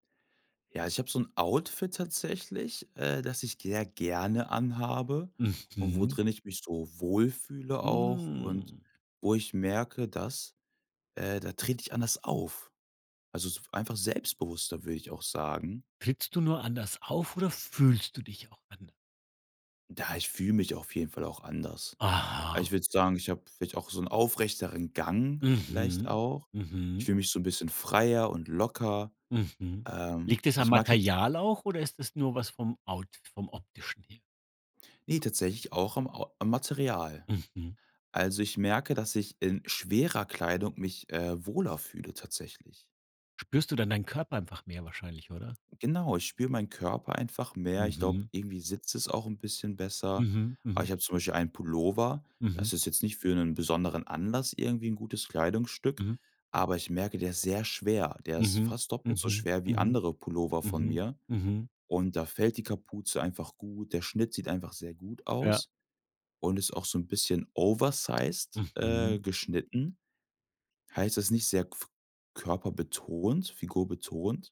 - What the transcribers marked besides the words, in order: drawn out: "Hm"
- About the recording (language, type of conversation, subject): German, podcast, Hast du ein Lieblingsoutfit, das dir sofort einen Selbstbewusstseins-Boost gibt?